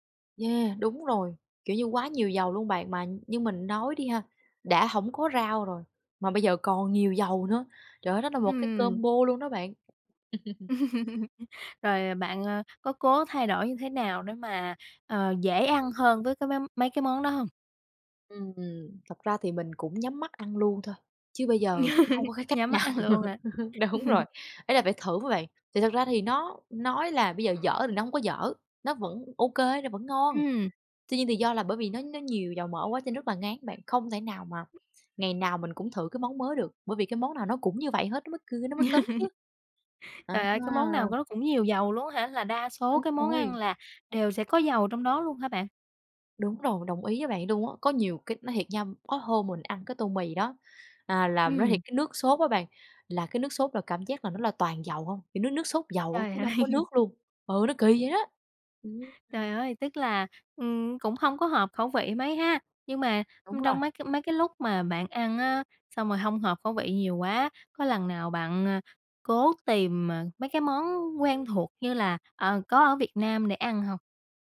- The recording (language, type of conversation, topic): Vietnamese, podcast, Bạn thay đổi thói quen ăn uống thế nào khi đi xa?
- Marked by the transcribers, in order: laugh; tapping; laugh; laugh; laughing while speaking: "ăn"; laughing while speaking: "nào"; laugh; other background noise; laugh; laugh; laughing while speaking: "ơi!"